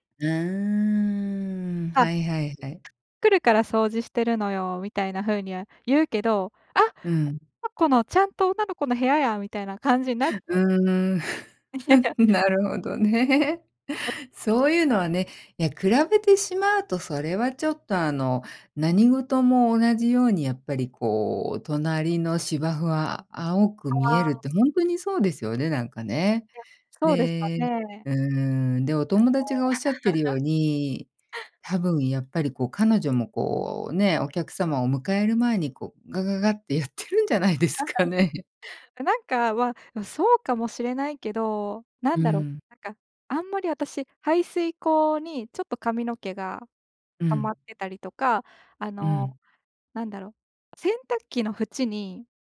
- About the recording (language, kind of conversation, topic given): Japanese, advice, 家事や日課の優先順位をうまく決めるには、どうしたらよいですか？
- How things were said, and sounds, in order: drawn out: "うーん"; other background noise; laugh; laughing while speaking: "なるほどね"; laugh; laugh; laughing while speaking: "やってるんじゃないですかね"; laugh